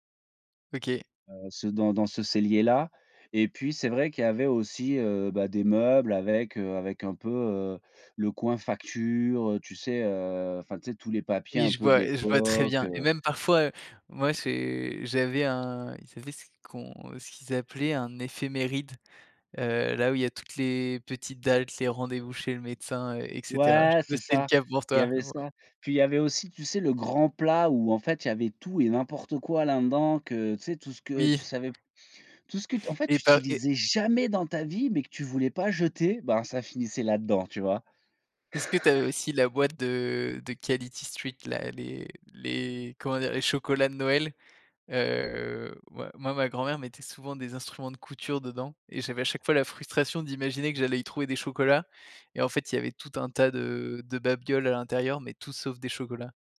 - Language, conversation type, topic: French, podcast, Quel souvenir gardes-tu d’un repas partagé en famille ?
- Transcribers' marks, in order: tapping; other background noise; "dates" said as "daltes"; "là" said as "lin"; stressed: "jamais"; chuckle